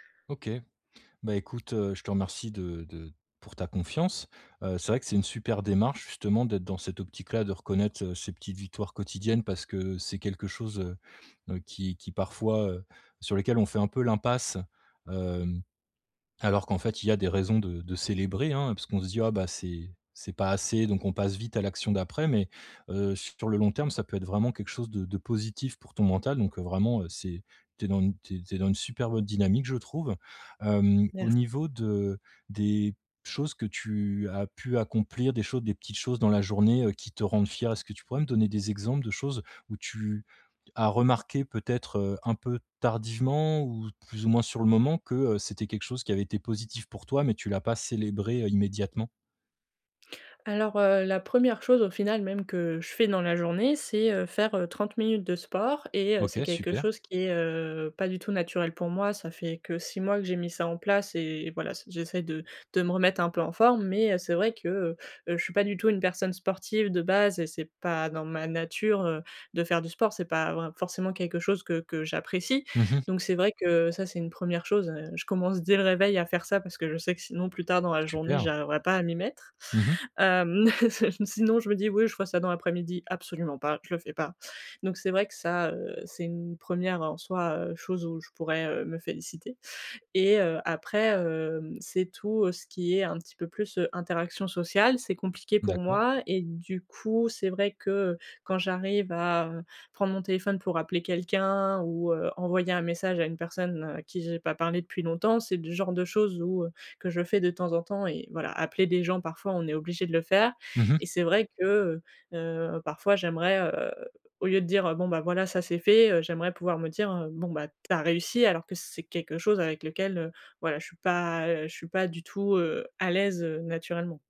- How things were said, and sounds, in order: tapping; chuckle
- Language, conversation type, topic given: French, advice, Comment puis-je reconnaître mes petites victoires quotidiennes ?
- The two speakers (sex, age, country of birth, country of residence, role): female, 20-24, France, France, user; male, 35-39, France, France, advisor